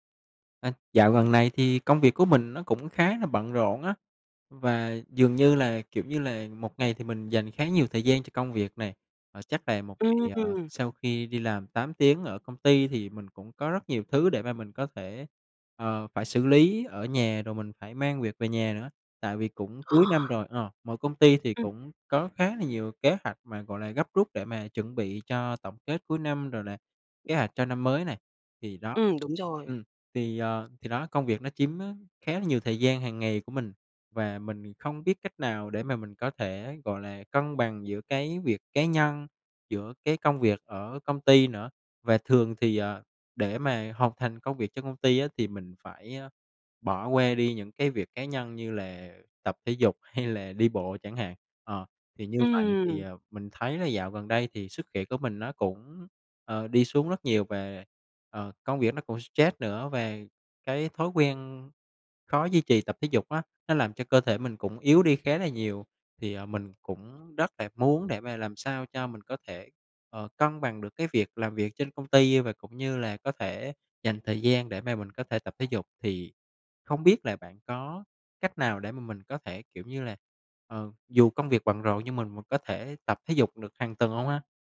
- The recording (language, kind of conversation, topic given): Vietnamese, advice, Làm thế nào để sắp xếp tập thể dục hằng tuần khi bạn quá bận rộn với công việc?
- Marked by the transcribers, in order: tapping